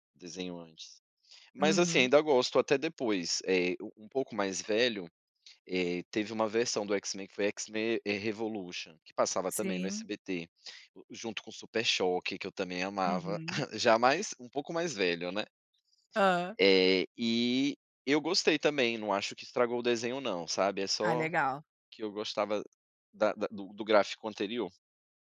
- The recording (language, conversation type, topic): Portuguese, podcast, Qual programa infantil da sua infância você lembra com mais saudade?
- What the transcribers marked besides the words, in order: chuckle